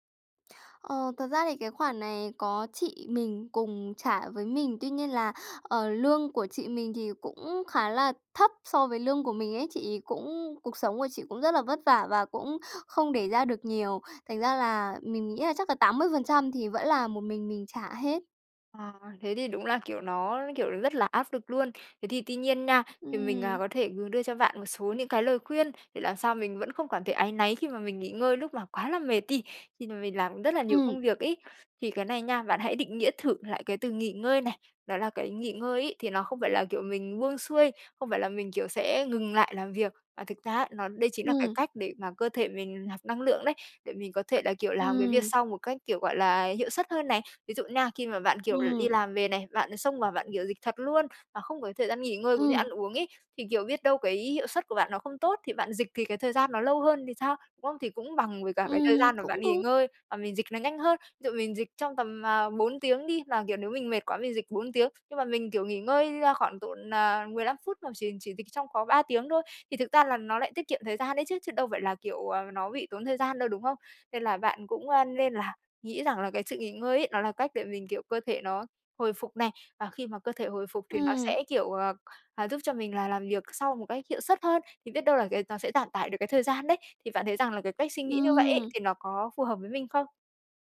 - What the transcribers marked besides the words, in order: other background noise; tapping
- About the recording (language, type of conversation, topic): Vietnamese, advice, Làm sao tôi có thể nghỉ ngơi mà không cảm thấy tội lỗi khi còn nhiều việc chưa xong?